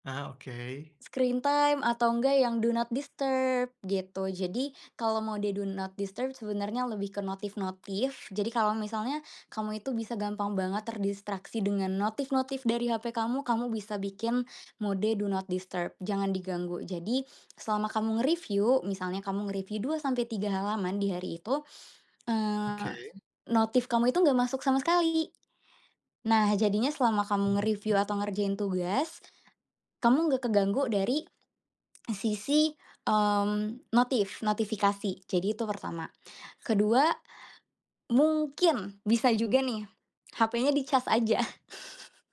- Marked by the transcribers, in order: in English: "Screen time"; in English: "do not disturb"; in English: "do not disturb"; in English: "do not disturb"; chuckle
- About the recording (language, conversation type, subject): Indonesian, advice, Mengapa saya sering menunda pekerjaan penting sampai tenggat waktunya sudah dekat?